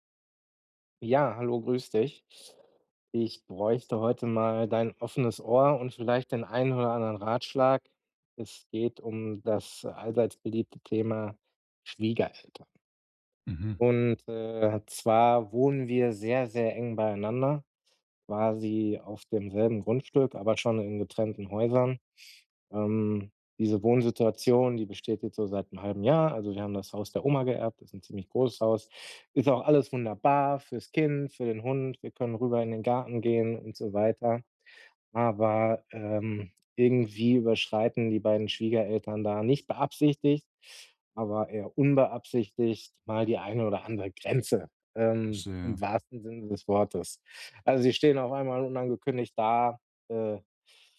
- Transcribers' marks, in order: none
- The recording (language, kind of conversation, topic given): German, advice, Wie setze ich gesunde Grenzen gegenüber den Erwartungen meiner Familie?